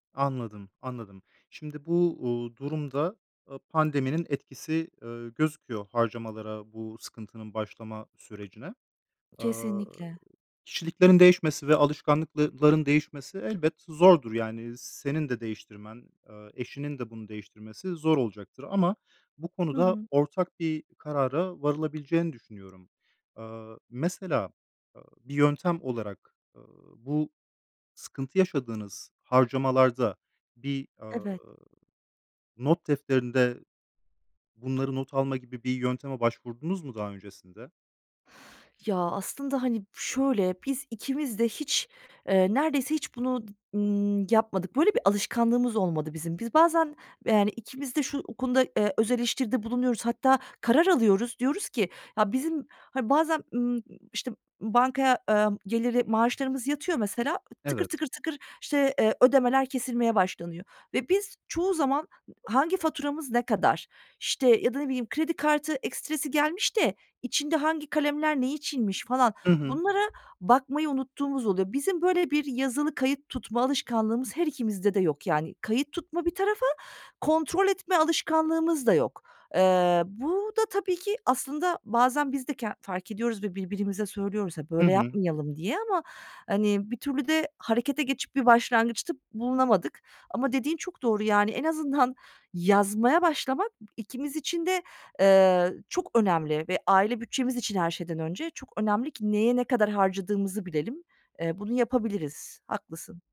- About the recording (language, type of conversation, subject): Turkish, advice, Eşinizle harcama öncelikleri konusunda neden anlaşamıyorsunuz?
- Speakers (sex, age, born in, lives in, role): female, 40-44, Turkey, Germany, user; male, 35-39, Turkey, Bulgaria, advisor
- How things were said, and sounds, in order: other background noise